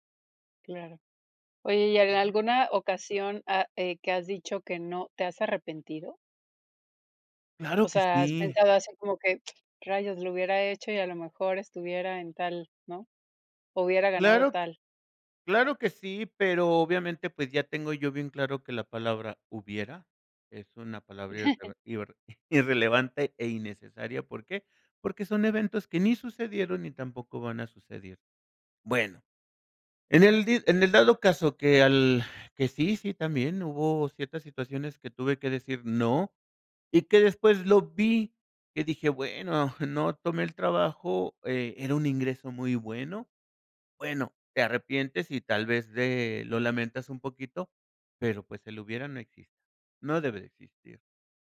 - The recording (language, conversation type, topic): Spanish, podcast, ¿Cómo decides cuándo decir “no” en el trabajo?
- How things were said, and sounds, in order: other background noise; chuckle; "suceder" said as "sucedir"